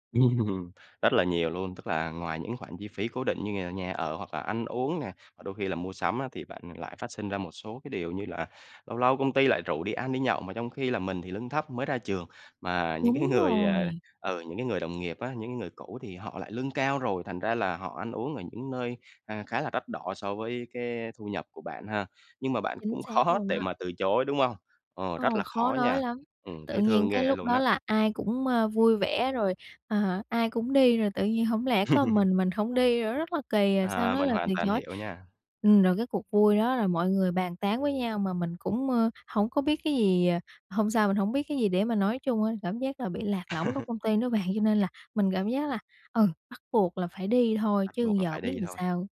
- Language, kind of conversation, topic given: Vietnamese, advice, Làm sao để bám sát ngân sách chi tiêu hằng tháng khi tôi đã cố gắng mà vẫn không giữ được?
- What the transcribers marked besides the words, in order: laugh; tapping; laugh; laugh